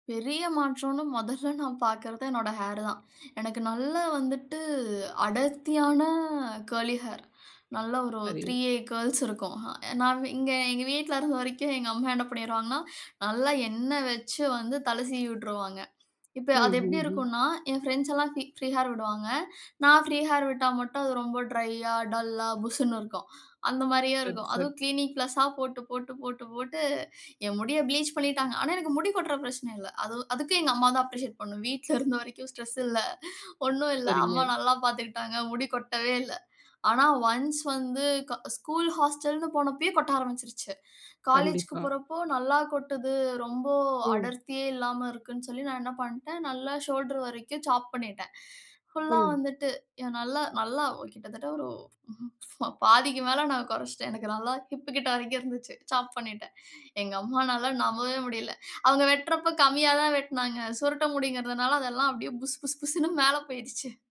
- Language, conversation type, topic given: Tamil, podcast, இனி வெளிப்படப்போகும் உங்கள் ஸ்டைல் எப்படியிருக்கும் என்று நீங்கள் எதிர்பார்க்கிறீர்கள்?
- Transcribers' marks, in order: snort; in English: "அப்ரிஷியேட்"; in English: "ஸ்ட்ரெஸ்"; snort